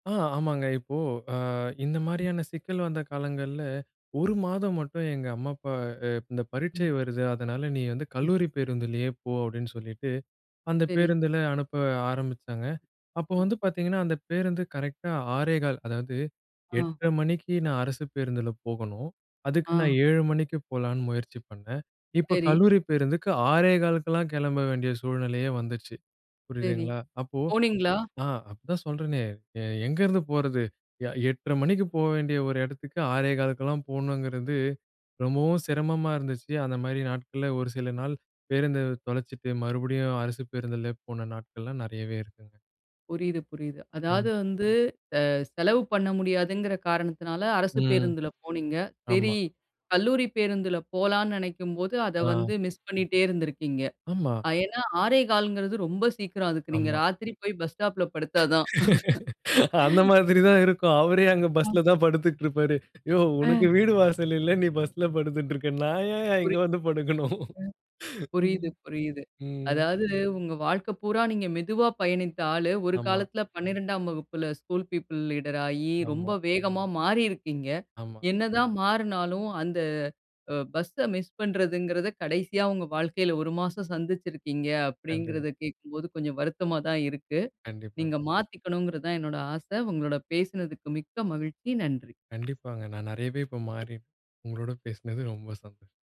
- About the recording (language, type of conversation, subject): Tamil, podcast, ஏதேனும் ஒரு முறை விமானம் அல்லது பேருந்தை தவறவிட்ட அனுபவம் உங்களுக்கு உள்ளதா?
- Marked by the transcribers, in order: in English: "கரெக்ட்டா"; tapping; drawn out: "ம்"; in English: "மிஸ்"; laugh; other noise; other background noise; laugh; in English: "பிப்பிள் லீடர்"; in English: "மிஸ்"